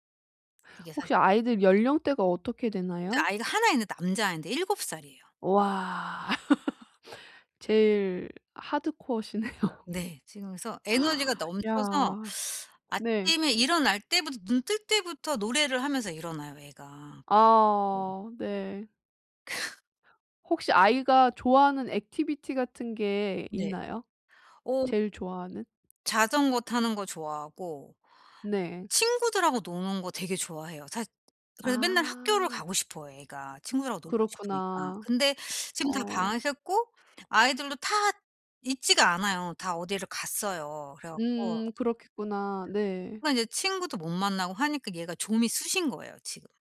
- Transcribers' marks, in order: other background noise; laugh; laughing while speaking: "하드코어시네요"; in English: "하드코어시네요"; gasp; teeth sucking; scoff; in English: "액티비티"; teeth sucking; tapping
- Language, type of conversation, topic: Korean, advice, 깊은 집중에 들어가려면 어떻게 해야 하나요?
- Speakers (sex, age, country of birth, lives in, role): female, 30-34, South Korea, Japan, advisor; female, 45-49, South Korea, Portugal, user